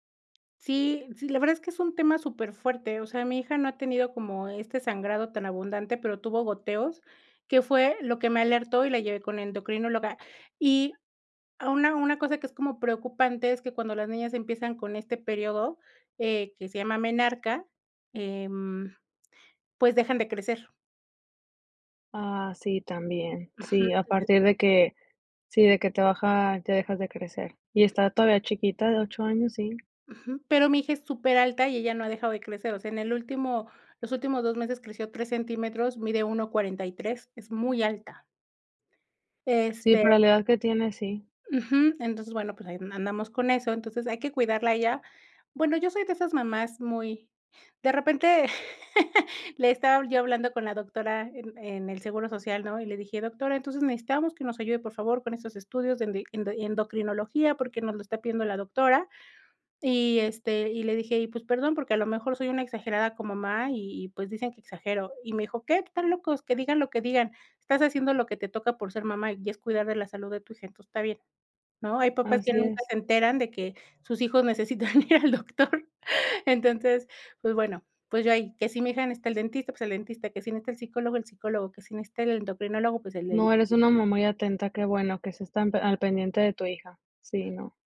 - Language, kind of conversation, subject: Spanish, podcast, ¿Cómo conviertes una emoción en algo tangible?
- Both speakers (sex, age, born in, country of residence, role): female, 30-34, Mexico, United States, host; female, 40-44, Mexico, Mexico, guest
- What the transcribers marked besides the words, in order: other background noise; laugh